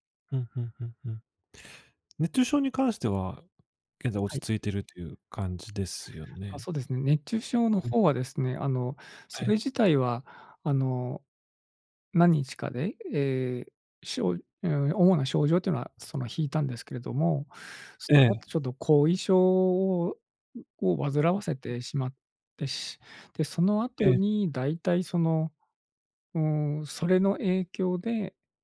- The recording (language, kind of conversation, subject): Japanese, advice, 夜なかなか寝つけず毎晩寝不足で困っていますが、どうすれば改善できますか？
- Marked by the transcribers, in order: other background noise